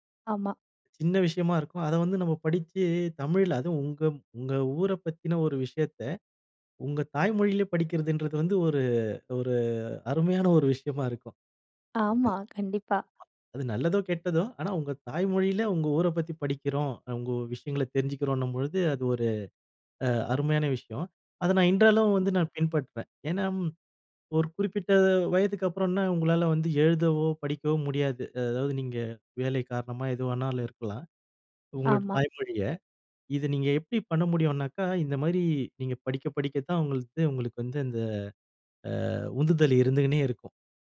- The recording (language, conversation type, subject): Tamil, podcast, தாய்மொழி உங்கள் அடையாளத்திற்கு எவ்வளவு முக்கியமானது?
- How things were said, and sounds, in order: other background noise; other noise; "இருந்துட்டே" said as "இருந்துகுன்னே"